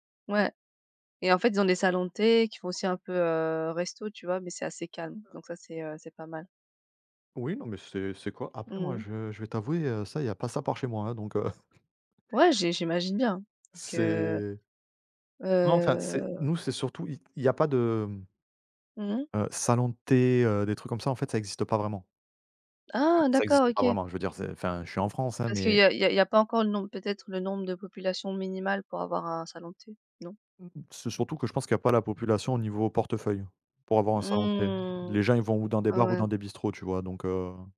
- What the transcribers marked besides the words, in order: laughing while speaking: "ça par chez moi, hein, donc, heu"; chuckle; drawn out: "heu"; drawn out: "Mmh"
- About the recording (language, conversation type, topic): French, unstructured, Comment choisis-tu un restaurant pour un dîner important ?